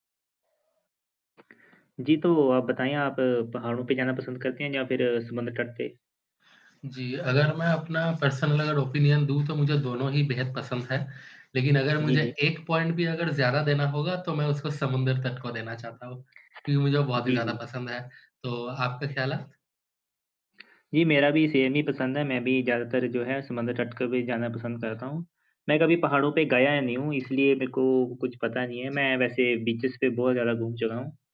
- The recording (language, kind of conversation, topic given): Hindi, unstructured, क्या आप समुद्र तट पर जाना पसंद करते हैं या पहाड़ों में घूमना?
- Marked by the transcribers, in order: static; in English: "पर्सनल"; in English: "ओपिनियन"; in English: "पॉइंट"; tapping; in English: "सेम"; in English: "बीचेज़"